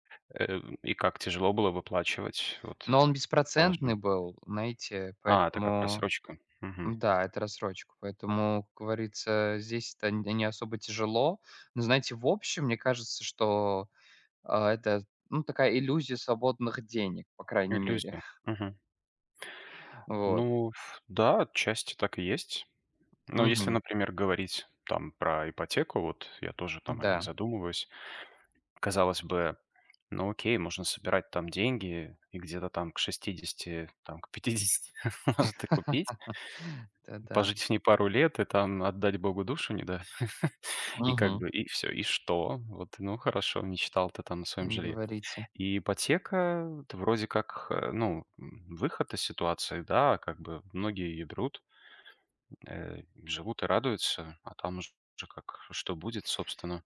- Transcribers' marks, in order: tapping; laughing while speaking: "пятидесяти"; laugh; laugh
- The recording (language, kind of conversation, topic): Russian, unstructured, Почему кредитные карты иногда кажутся людям ловушкой?